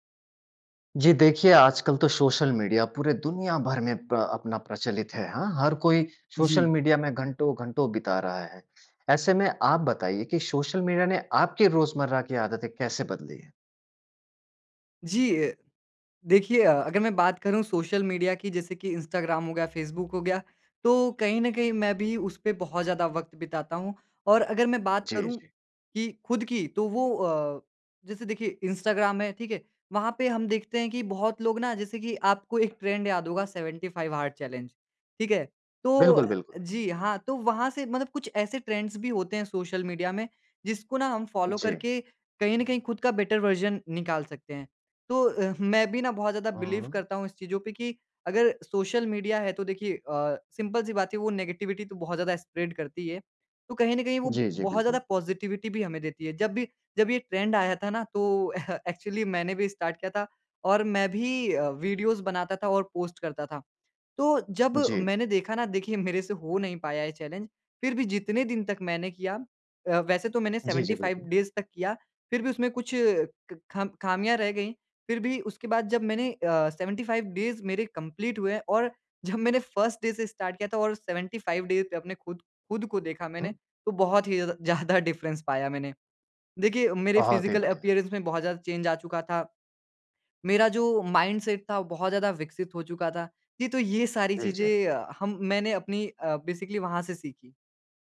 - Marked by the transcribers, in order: in English: "ट्रेंड"; in English: "सेवेंटी फ़ाइव हार्ड चैलेंज"; in English: "ट्रेंड्स"; in English: "फ़ॉलो"; in English: "बेटर वर्ज़न"; in English: "बिलीव"; in English: "नेगेटिविटी"; in English: "स्प्रेड"; in English: "पॉजिटिविटी"; in English: "ट्रेंड"; chuckle; in English: "एक्चुअली"; in English: "पोस्ट"; in English: "चैलेंज"; in English: "सेवेंटी फ़ाइव डेज़"; in English: "सेवेंटी फ़ाइव डेज़"; in English: "कंप्लीट"; laughing while speaking: "जब"; in English: "फर्स्ट डे"; in English: "सेवेंटी फ़ाइव डे"; laughing while speaking: "ज़्यादा"; in English: "डिफ़्रेंस"; in English: "फ़िज़िकल अपीयरेंस"; in English: "चेंज"; in English: "माइंड सेट"; in English: "बेसिकली"
- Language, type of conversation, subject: Hindi, podcast, सोशल मीडिया ने आपकी रोज़मर्रा की आदतें कैसे बदलीं?